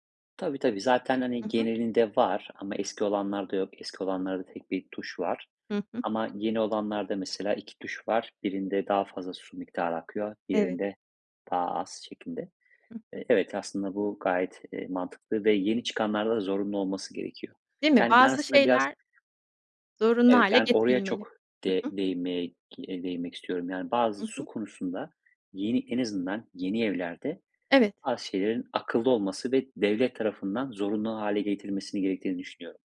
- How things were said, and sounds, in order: tapping
- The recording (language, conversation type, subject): Turkish, podcast, Su tasarrufu için pratik önerilerin var mı?